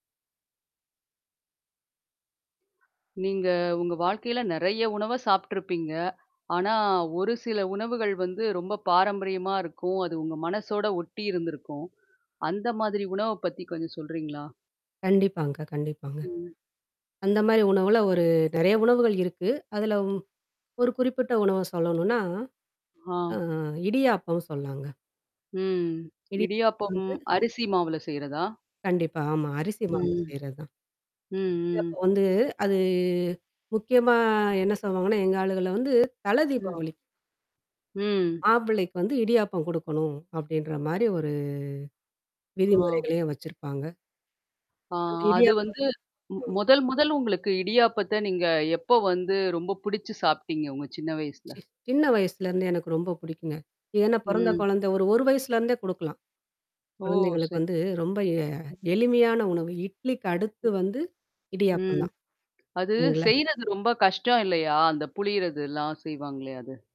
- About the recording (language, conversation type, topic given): Tamil, podcast, உங்கள் பாரம்பரிய உணவுகளில் உங்களுக்குப் பிடித்த ஒரு இதமான உணவைப் பற்றி சொல்ல முடியுமா?
- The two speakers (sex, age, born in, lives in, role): female, 40-44, India, India, guest; female, 45-49, India, India, host
- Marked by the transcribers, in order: tapping; drawn out: "அ"; distorted speech; drawn out: "அது"; drawn out: "ஒரு"; other noise